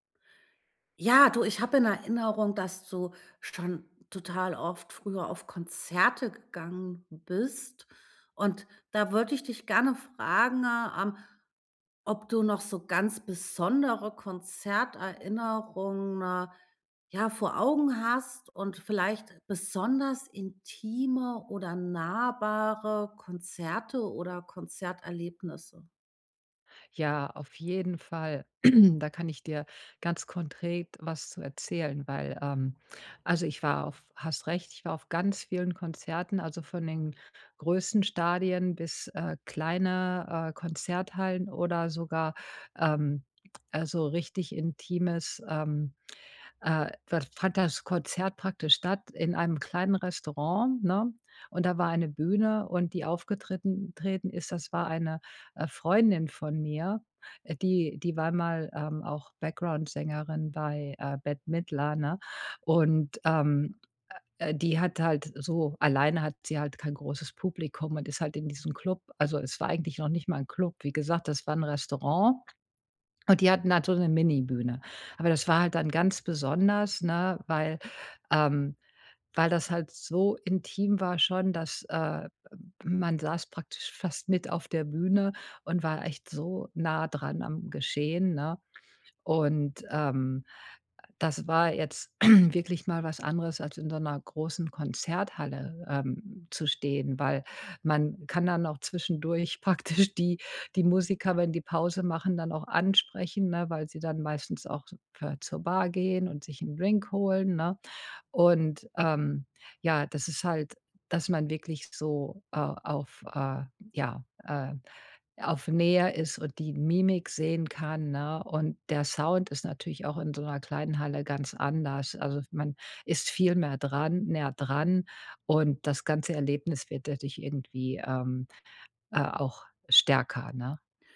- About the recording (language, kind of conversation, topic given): German, podcast, Was macht ein Konzert besonders intim und nahbar?
- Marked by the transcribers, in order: drawn out: "fragen"; stressed: "besondere"; stressed: "intime"; stressed: "nahbare"; throat clearing; "konkret" said as "konträt"; tsk; swallow; throat clearing